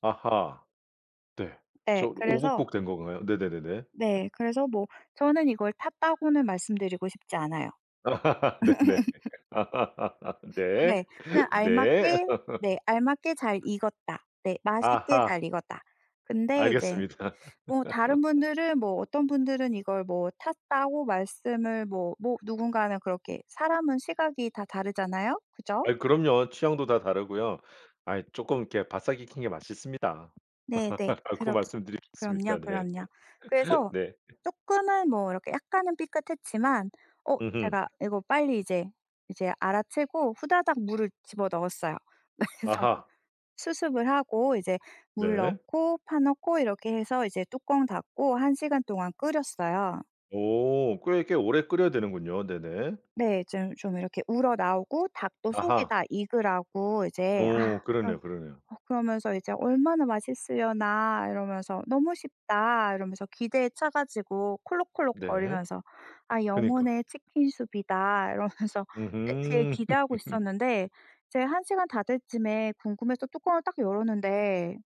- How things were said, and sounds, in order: other background noise; in English: "오버쿡"; laugh; laughing while speaking: "네네. 네. 네"; laugh; laugh; laugh; laugh; laughing while speaking: "라고 말씀드리겠습니다. 네"; laugh; laughing while speaking: "그래서"; put-on voice: "soup이다.'"; laughing while speaking: "이러면서"; laugh
- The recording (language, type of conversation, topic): Korean, podcast, 실패한 요리 경험을 하나 들려주실 수 있나요?